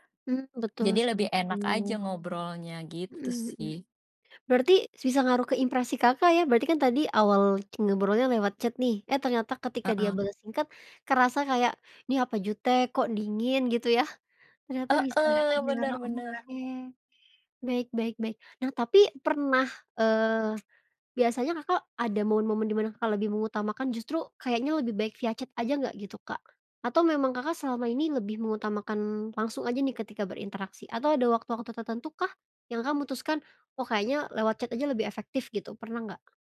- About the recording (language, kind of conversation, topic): Indonesian, podcast, Menurutmu, apa perbedaan antara berbicara langsung dan mengobrol lewat pesan singkat?
- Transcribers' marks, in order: in English: "chat"; background speech; other background noise; in English: "chat"; in English: "chat"